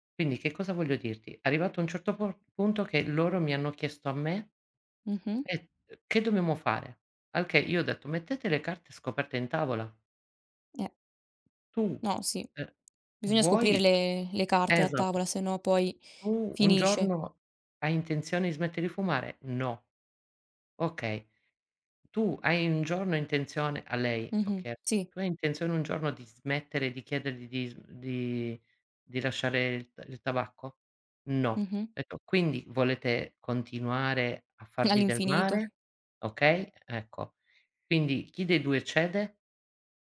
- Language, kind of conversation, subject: Italian, unstructured, Come si possono negoziare le aspettative all’interno di una coppia?
- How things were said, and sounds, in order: other background noise; tapping